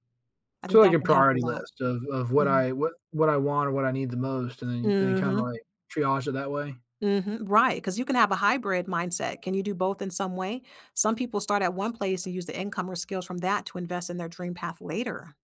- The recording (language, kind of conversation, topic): English, advice, How do I decide which goals to prioritize?
- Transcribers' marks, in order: other background noise